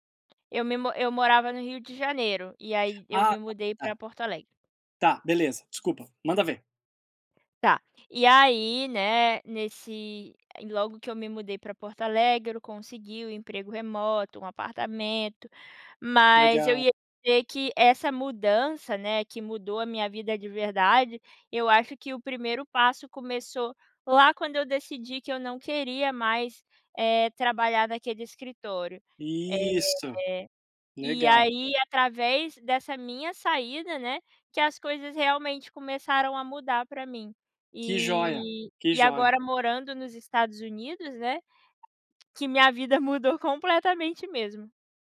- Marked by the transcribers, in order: tapping
- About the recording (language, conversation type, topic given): Portuguese, podcast, Qual foi um momento que realmente mudou a sua vida?